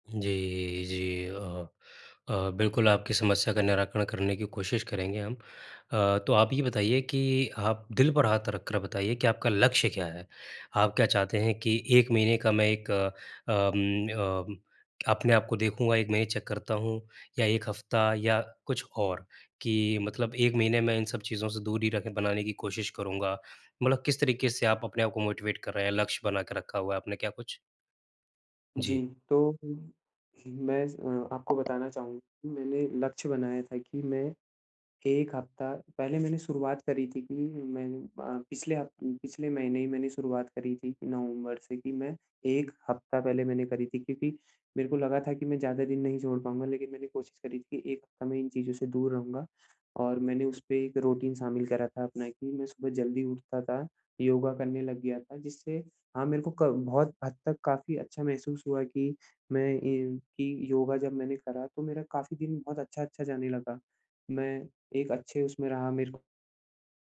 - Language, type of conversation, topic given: Hindi, advice, आदतों में बदलाव
- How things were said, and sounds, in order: in English: "चेक"; in English: "मोटिवेट"; other background noise; in English: "रूटीन"